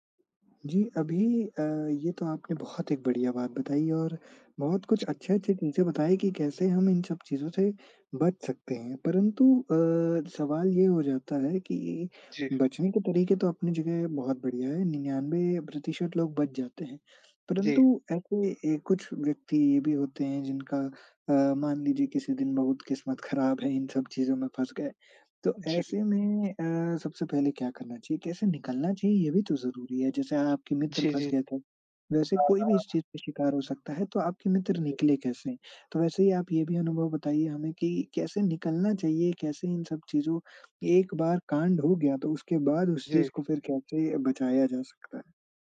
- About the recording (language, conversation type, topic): Hindi, podcast, ऑनलाइन और सोशल मीडिया पर भरोसा कैसे परखा जाए?
- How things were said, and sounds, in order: none